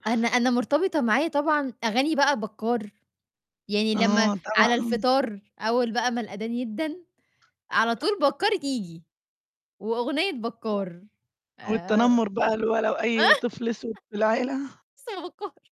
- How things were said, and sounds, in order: laugh; unintelligible speech
- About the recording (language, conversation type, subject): Arabic, podcast, إيه مزيكا الطفولة اللي لسه عايشة معاك لحد دلوقتي؟